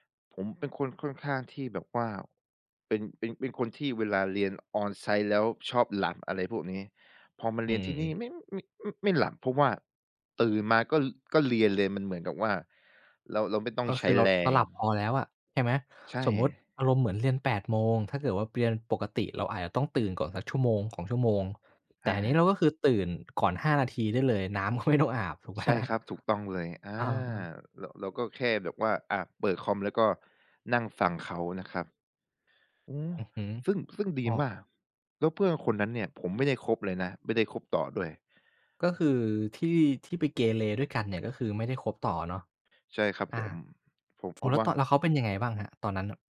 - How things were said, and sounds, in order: tapping; laughing while speaking: "ไหม ?"; other background noise
- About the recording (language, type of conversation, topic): Thai, podcast, คุณมีวิธีไหนที่ช่วยให้ลุกขึ้นได้อีกครั้งหลังจากล้มบ้าง?